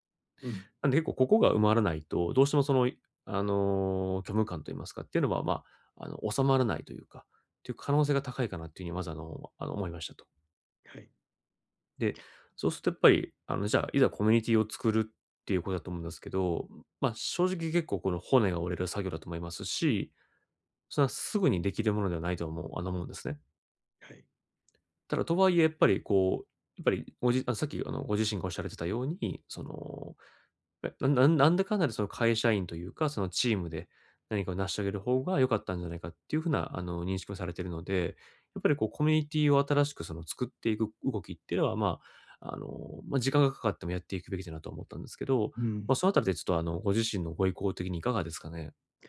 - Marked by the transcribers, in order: other noise
- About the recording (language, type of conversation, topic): Japanese, advice, 記念日や何かのきっかけで湧いてくる喪失感や満たされない期待に、穏やかに対処するにはどうすればよいですか？